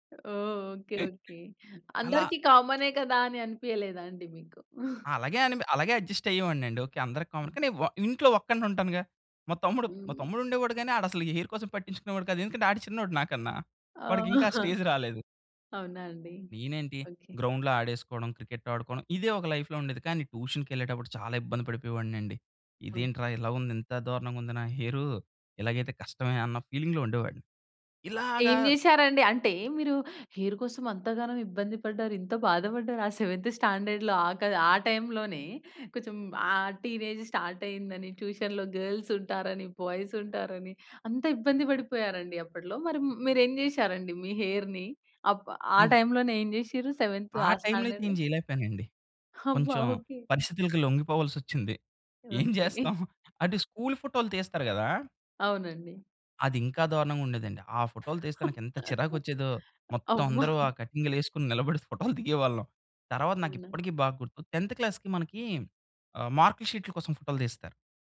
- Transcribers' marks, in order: chuckle; in English: "కామన్"; chuckle; in English: "అడ్జస్ట్"; in English: "కామన్"; other background noise; in English: "హెయిర్"; chuckle; in English: "స్టేజ్"; in English: "గ్రౌండ్‌లో"; in English: "లైఫ్‌లో"; in English: "ట్యూషన్‌కి"; in English: "ఫీలింగ్‌లో"; in English: "హెయిర్"; in English: "సెవెంత్ స్టాండర్డ్‌లో"; tapping; in English: "టీనేజ్ స్టార్ట్"; in English: "ట్యూషన్‌లో గర్ల్స్"; in English: "బాయ్స్"; in English: "హెయిర్‌ని"; in English: "సెవెంత్"; in English: "స్టాండర్డ్‌లో?"; other noise; chuckle; laughing while speaking: "అమ్మ!"; chuckle; in English: "టెంత్ క్లాస్‌కి"; in English: "మార్క్"
- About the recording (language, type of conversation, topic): Telugu, podcast, మీ ఆత్మవిశ్వాసాన్ని పెంచిన అనుభవం గురించి చెప్పగలరా?